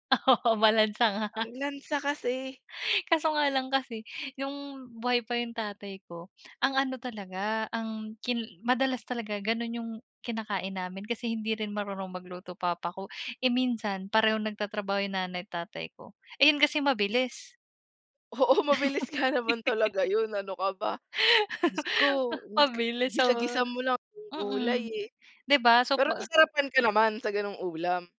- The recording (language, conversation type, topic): Filipino, unstructured, Anong pagkain ang nagpapabalik sa iyo sa mga alaala ng pagkabata?
- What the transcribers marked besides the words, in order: laugh